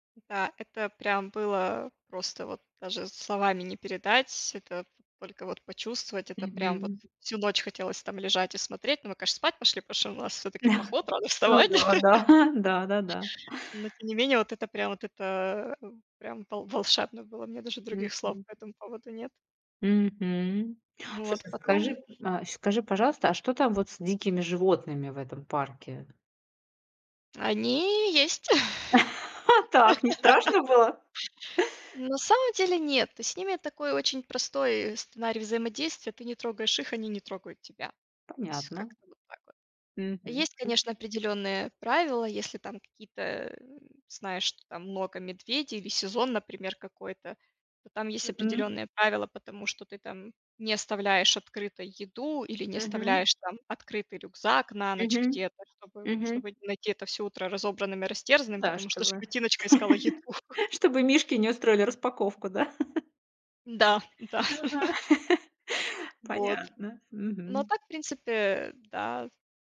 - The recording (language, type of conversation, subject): Russian, podcast, Какой поход на природу был твоим любимым и почему?
- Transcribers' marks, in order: chuckle; tapping; drawn out: "Они"; chuckle; laugh; chuckle; other background noise; laugh; laughing while speaking: "еду"; chuckle